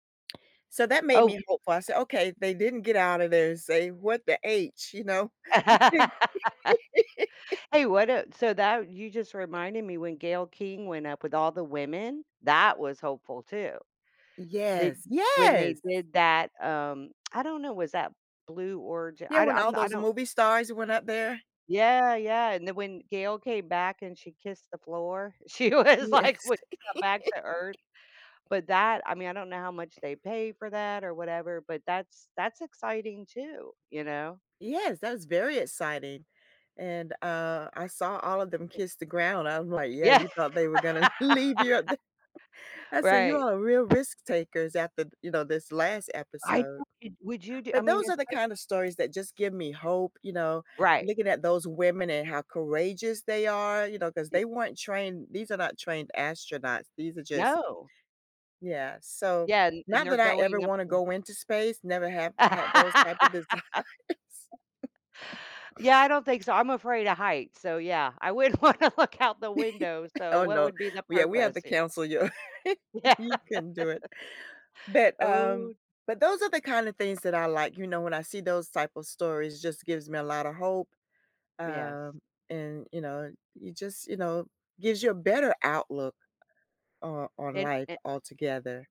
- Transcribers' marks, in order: laugh; other background noise; laugh; tapping; laughing while speaking: "she was like w"; laugh; laughing while speaking: "leave you up there"; laugh; other noise; unintelligible speech; laugh; laughing while speaking: "desires"; chuckle; laughing while speaking: "wouldn't want to look out the window"; laugh; laugh; laughing while speaking: "Yeah"
- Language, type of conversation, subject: English, unstructured, How does hearing positive news affect your outlook on life?
- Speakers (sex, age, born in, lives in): female, 55-59, United States, United States; female, 60-64, United States, United States